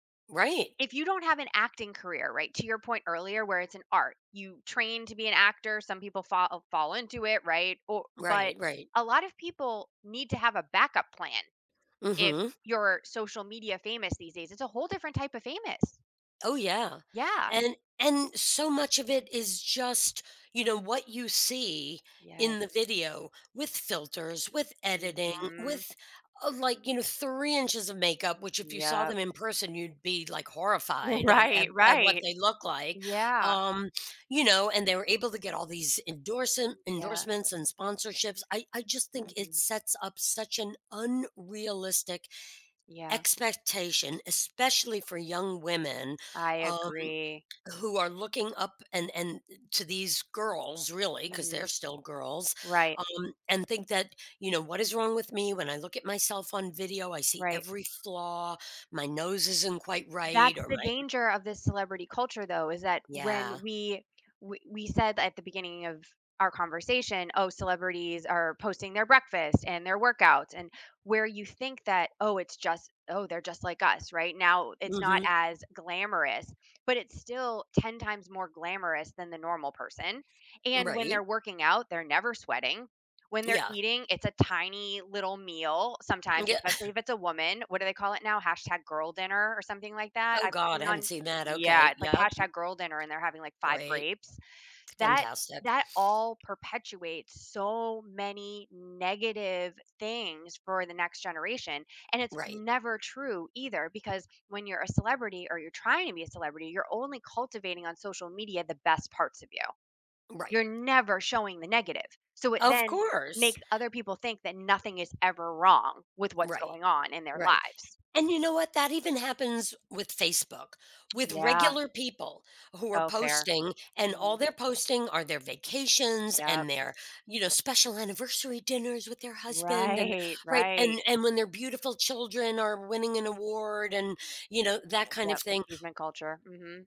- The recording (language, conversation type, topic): English, unstructured, What do you think about celebrity culture and fame?
- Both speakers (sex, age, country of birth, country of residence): female, 40-44, United States, United States; female, 65-69, United States, United States
- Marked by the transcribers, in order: laughing while speaking: "Right"; other background noise; chuckle; tapping; stressed: "wrong"; put-on voice: "special anniversary dinners with their husband and"; laughing while speaking: "Right"